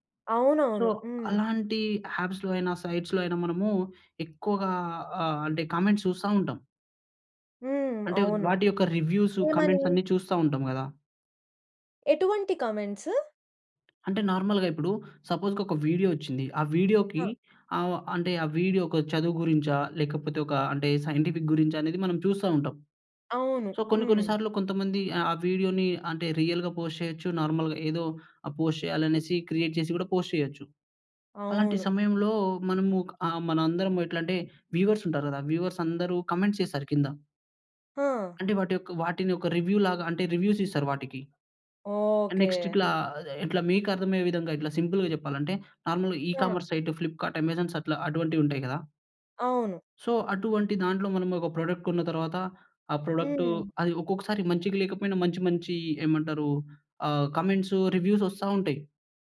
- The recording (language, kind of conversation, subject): Telugu, podcast, పాఠశాల లేదా కాలేజీలో మీరు బృందంగా చేసిన ప్రాజెక్టు అనుభవం మీకు ఎలా అనిపించింది?
- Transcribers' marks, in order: in English: "సో"; in English: "యాప్స్‌లో"; in English: "సైట్స్‌లో"; in English: "కామెంట్స్"; in English: "కామెంట్స్"; in English: "కామెంట్స్?"; other background noise; in English: "నార్మల్‌గా"; in English: "సపోజ్‌కి"; in English: "వీడియో‌కి"; in English: "వీడియో"; in English: "సైంటిఫిక్"; in English: "సో"; in English: "వీడియో‌నీ"; in English: "రియల్‌గా పోస్ట్"; in English: "పోస్ట్"; in English: "క్రియేట్"; in English: "పోస్ట్"; in English: "వ్యూవర్స్"; in English: "వ్యూవర్స్"; in English: "కామెంట్"; in English: "రివ్యూలాగా"; in English: "రివ్యూస్"; in English: "నెక్స్ట్"; in English: "సింపుల్‌గా"; in English: "ఈకామర్స్ సైట్"; in English: "సో"; in English: "ప్రొడక్ట్"